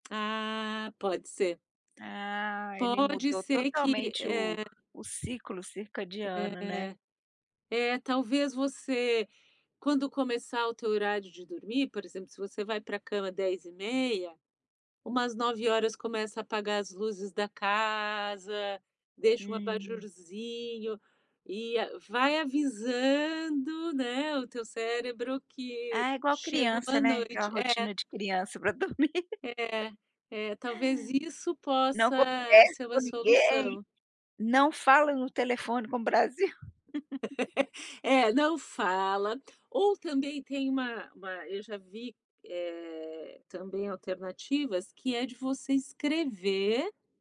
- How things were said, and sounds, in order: tapping; laugh; laugh
- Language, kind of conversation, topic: Portuguese, advice, Como posso lidar com a insônia causada por preocupações e pensamentos acelerados?